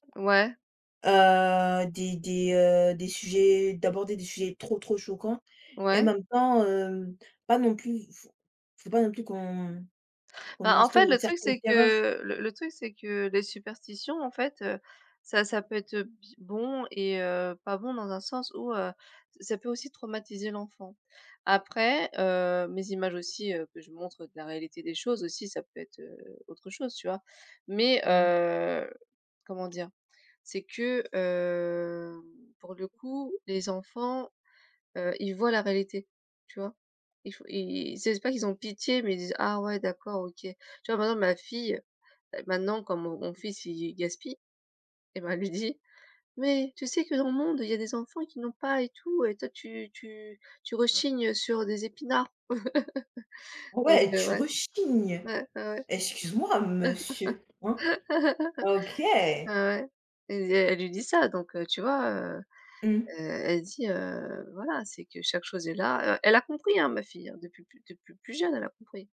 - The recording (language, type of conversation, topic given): French, unstructured, Penses-tu que le gaspillage alimentaire est un vrai problème ?
- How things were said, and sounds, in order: tapping; drawn out: "hem"; chuckle; chuckle